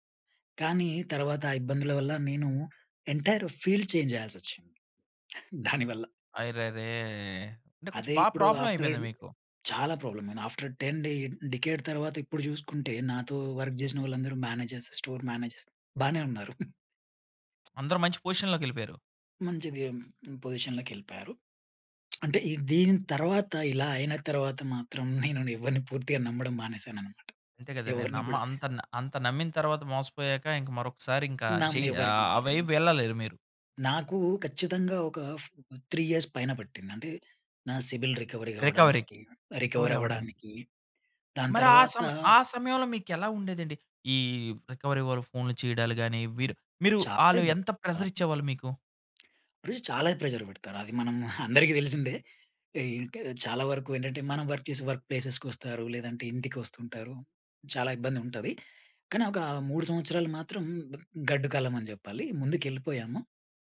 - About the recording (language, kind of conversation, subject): Telugu, podcast, విఫలమైన తర్వాత మీరు తీసుకున్న మొదటి చర్య ఏమిటి?
- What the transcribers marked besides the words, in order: in English: "ఎంటైర్ ఫీల్డ్ చేంజ్"; chuckle; in English: "ప్రాబ్లమ్"; in English: "ఆఫ్టర్"; in English: "ప్రాబ్లమ్"; in English: "ఆఫ్టర్ టెన్ డే డికేడ్"; in English: "వర్క్"; in English: "మేనేజర్స్, స్టోర్ మేనేజర్స్"; other noise; other background noise; in English: "పొజిషన్‌లోకి"; in English: "పొజిషన్‌లోకి"; chuckle; in English: "త్రీ ఇయర్స్"; in English: "సిబిల్ రికవరీకి"; in English: "రికవరీకి. రికవరీ"; in English: "రికవరీ"; in English: "రికవరీ"; in English: "ప్రెషర్"; in English: "ప్రెషర్"; in English: "వర్క్"; in English: "వర్క్ ప్లేస్‌కి"